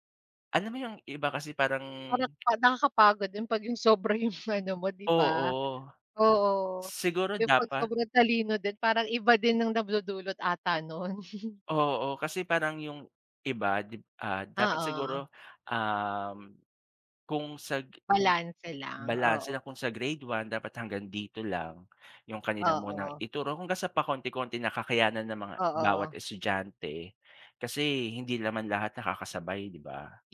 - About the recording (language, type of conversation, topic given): Filipino, unstructured, Ano ang palagay mo sa sobrang bigat o sobrang gaan ng pasanin sa mga mag-aaral?
- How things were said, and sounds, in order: other background noise; laughing while speaking: "'yong"; chuckle; background speech